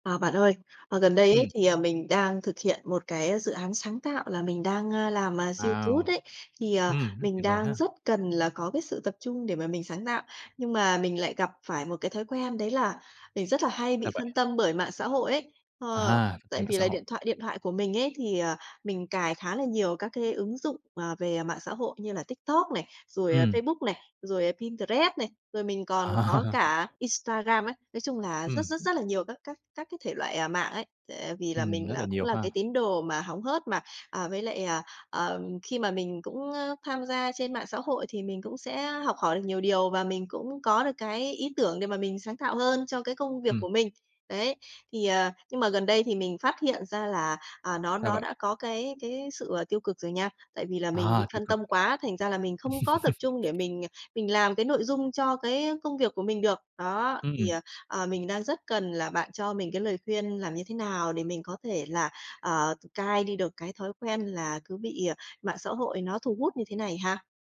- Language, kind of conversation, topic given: Vietnamese, advice, Làm thế nào để không bị mạng xã hội làm phân tâm khi bạn muốn sáng tạo?
- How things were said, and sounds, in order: "YouTube" said as "siu tút"; tapping; "Pinterest" said as "pin tờ rét"; laugh; other noise; laugh; other background noise